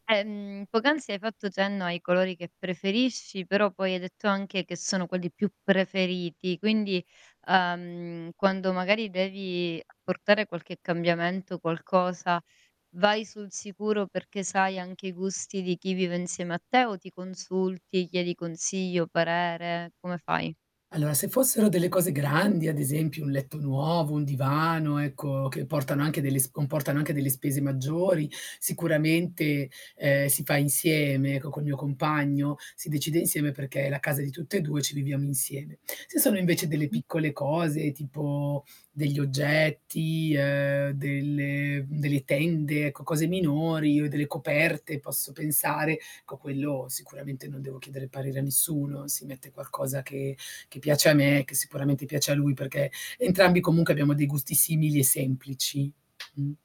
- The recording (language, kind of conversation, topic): Italian, podcast, Quale piccolo dettaglio rende speciale la tua casa?
- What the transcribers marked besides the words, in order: tapping; static; distorted speech